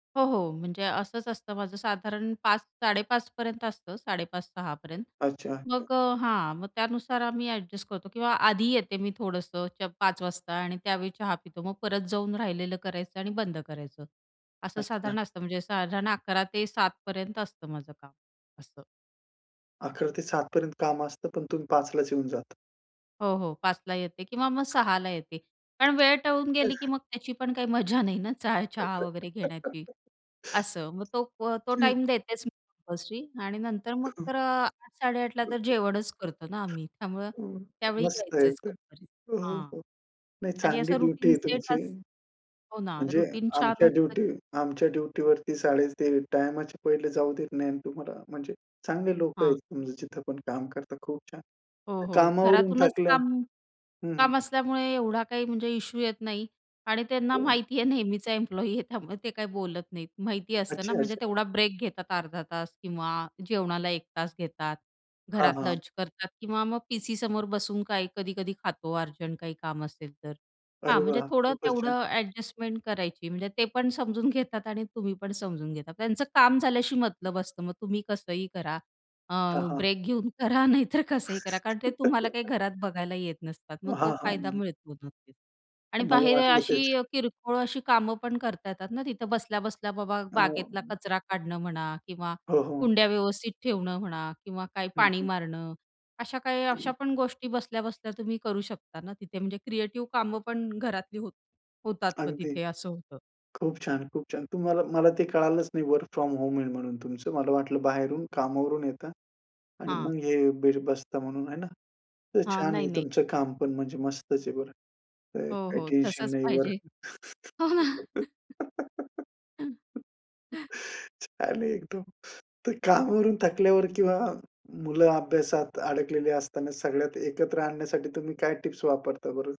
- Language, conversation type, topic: Marathi, podcast, सायंकाळी कुटुंबासोबत वेळ घालवण्यासाठी तुम्ही काय करता?
- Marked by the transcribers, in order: other noise; unintelligible speech; chuckle; giggle; laughing while speaking: "मजा नाही ना चहा, चहा वगैरे"; laughing while speaking: "ठीक"; in English: "कंपल्सरी"; laugh; in English: "रुटीन सेट"; in English: "रुटीन"; chuckle; laughing while speaking: "आहे नेहमीचा एम्प्लॉयी आहे त्यामुळे ते काही बोलत"; other background noise; chuckle; laughing while speaking: "ब्रेक घेऊन करा नाही तर कसंही करा"; laugh; unintelligible speech; tapping; in English: "वर्क फ्रॉम होम"; laugh; giggle; laughing while speaking: "वर्क छान आहे एकदम. तर कामावरून"; chuckle